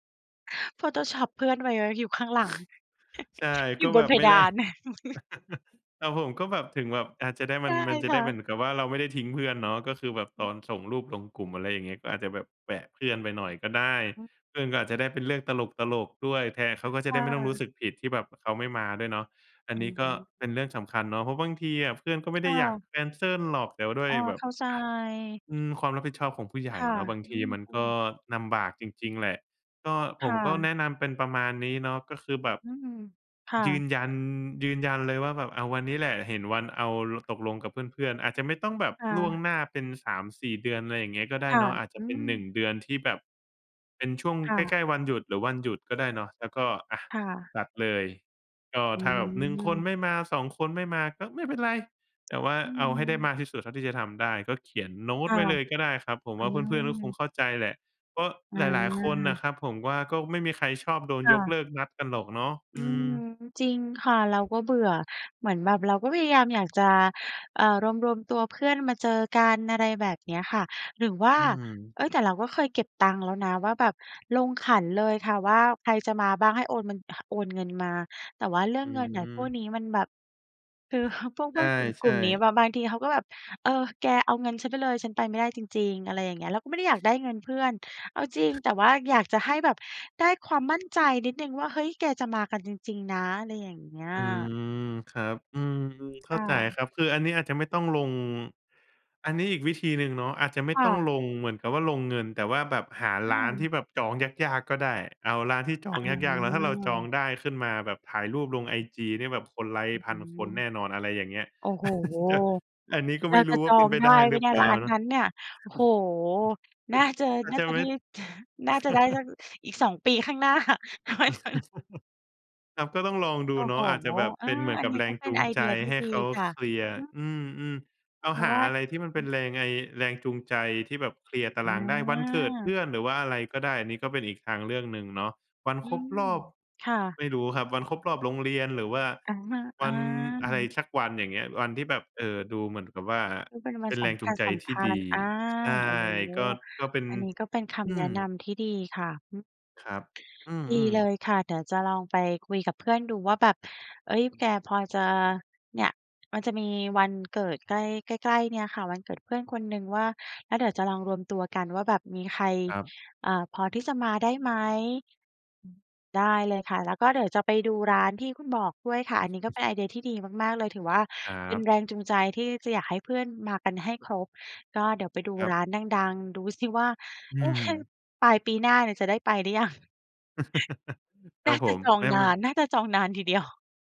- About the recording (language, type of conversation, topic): Thai, advice, เพื่อนของฉันชอบยกเลิกนัดบ่อยจนฉันเริ่มเบื่อหน่าย ควรทำอย่างไรดี?
- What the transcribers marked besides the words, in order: tapping; chuckle; other background noise; chuckle; chuckle; chuckle; laugh; laughing while speaking: "หน้าค่อยเจอ"; chuckle; chuckle